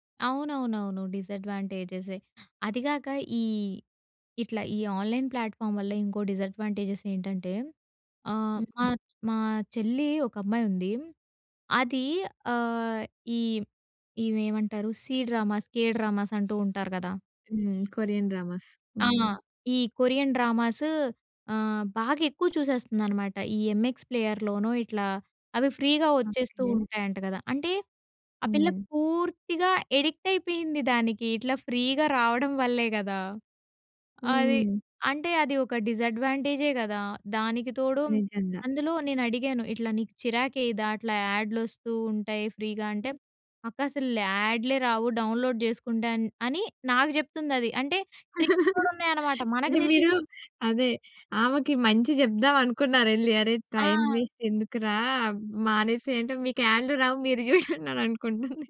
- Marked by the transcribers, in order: in English: "ఆన్‍లైన్ ప్లాట్‍ఫామ్"; in English: "డిసాడ్వాంటేజెస్"; in English: "సీ డ్రామాస్, కే డ్రామాస్"; tapping; in English: "కొరియన్ డ్రామాస్"; in English: "కొరియన్ డ్రామాస్"; in English: "ఫ్రీగా"; in English: "అడిక్ట్"; in English: "ఫ్రీగా"; in English: "ఫ్రీగా"; other background noise; in English: "డౌన్‌లోడ్"; in English: "ట్రిక్స్"; giggle; in English: "టైమ్ వేస్ట్"; laughing while speaking: "మీకు యాడ్‌లు రావు, మీరు చూడండి అనుకుంటుంది"
- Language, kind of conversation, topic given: Telugu, podcast, స్ట్రీమింగ్ వేదికలు ప్రాచుర్యంలోకి వచ్చిన తర్వాత టెలివిజన్ రూపం ఎలా మారింది?